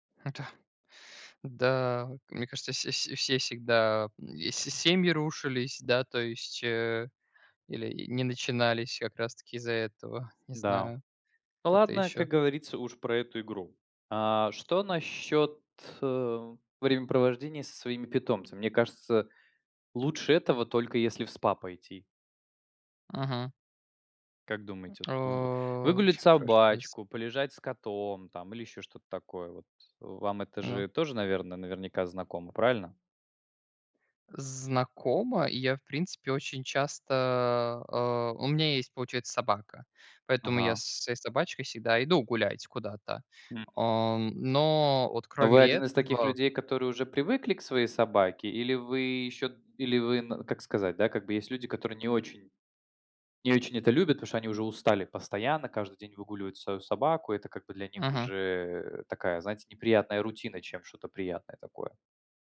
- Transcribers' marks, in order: other background noise
- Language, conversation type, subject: Russian, unstructured, Какие простые способы расслабиться вы знаете и используете?